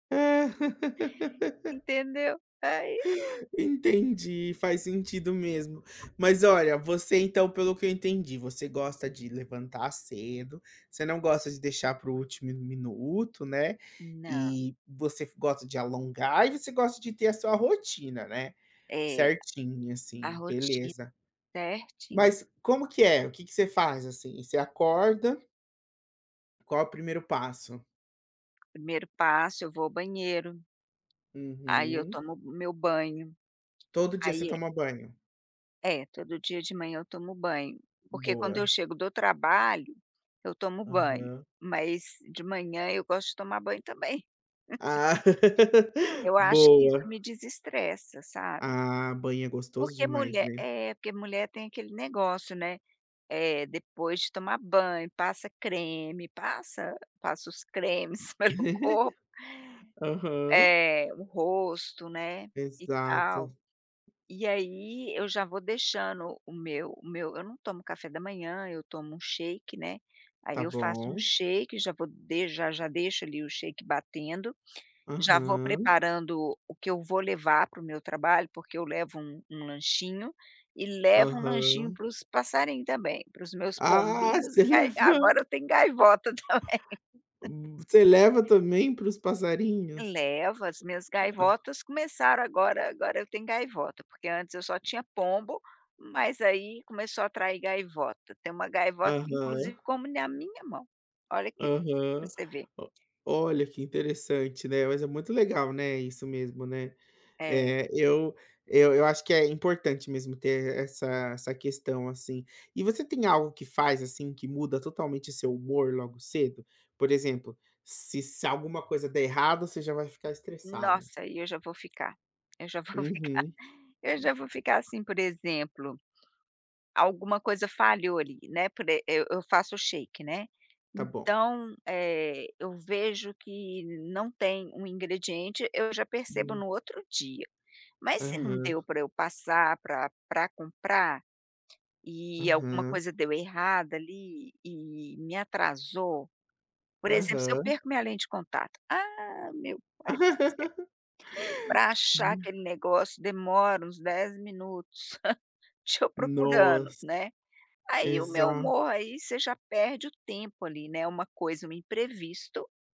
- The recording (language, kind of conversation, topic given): Portuguese, podcast, Que rotina matinal te ajuda a começar o dia sem estresse?
- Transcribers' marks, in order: laugh; other background noise; tapping; chuckle; laugh; laughing while speaking: "pelo corpo"; in English: "shake"; in English: "shake"; laughing while speaking: "também"; laughing while speaking: "eu já vou ficar"; in English: "shake"; laugh; unintelligible speech; chuckle